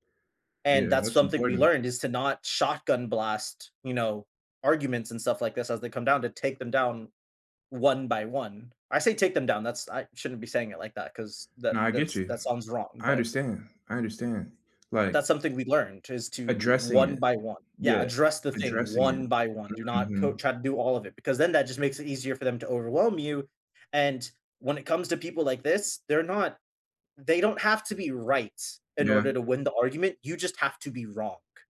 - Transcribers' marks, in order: tapping; other background noise
- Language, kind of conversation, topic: English, unstructured, How do you stay calm when emotions run high so you can keep the connection strong?
- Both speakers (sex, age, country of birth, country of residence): male, 20-24, United States, United States; male, 20-24, United States, United States